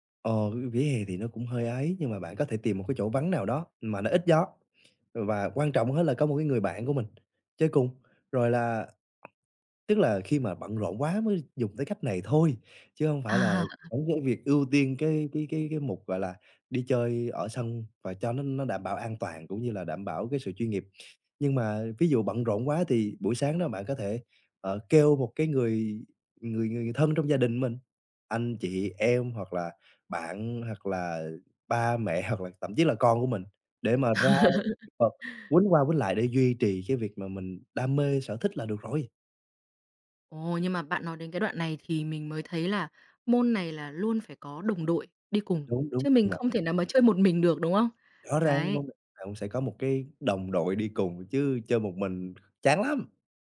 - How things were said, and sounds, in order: tapping; laughing while speaking: "À"; laughing while speaking: "hoặc"; laugh; unintelligible speech
- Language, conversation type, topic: Vietnamese, podcast, Bạn làm thế nào để sắp xếp thời gian cho sở thích khi lịch trình bận rộn?